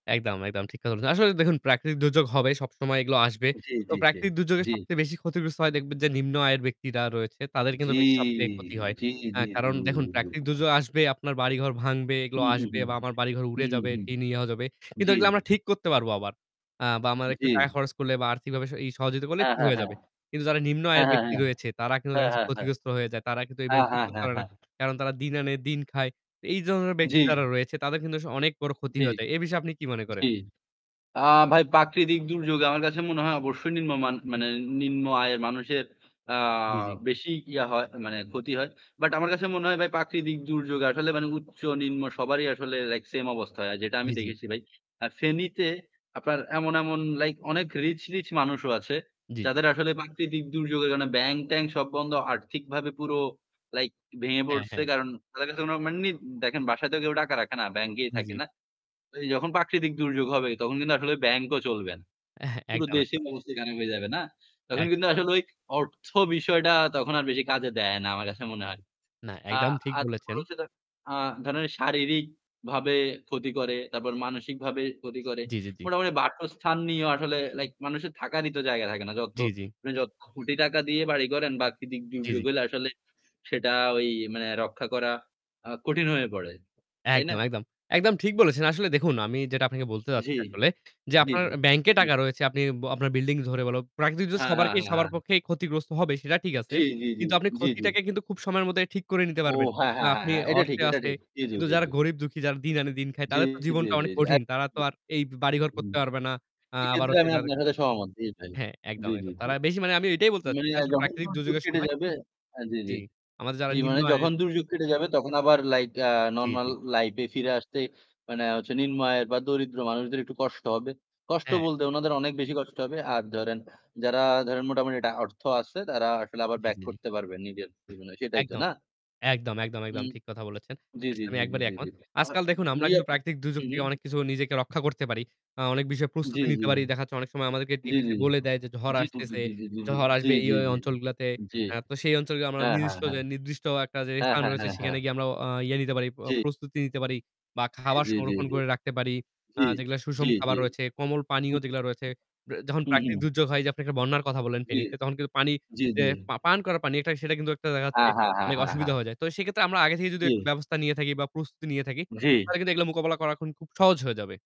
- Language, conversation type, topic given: Bengali, unstructured, প্রাকৃতিক দুর্যোগ আমাদের জীবনকে কীভাবে প্রভাবিত করে?
- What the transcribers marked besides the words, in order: static; drawn out: "জ্বি"; other background noise; tapping; "প্রাকৃতিক" said as "পাকৃতিক"; "প্রাকৃতিক" said as "পাকৃতিক"; in English: "লাইক সেম"; "প্রাকৃতিক" said as "পাকৃতিক"; chuckle; unintelligible speech; unintelligible speech; "কোটি" said as "খুটি"; "প্রাকৃতিক" said as "পাকৃতিক"; distorted speech; other noise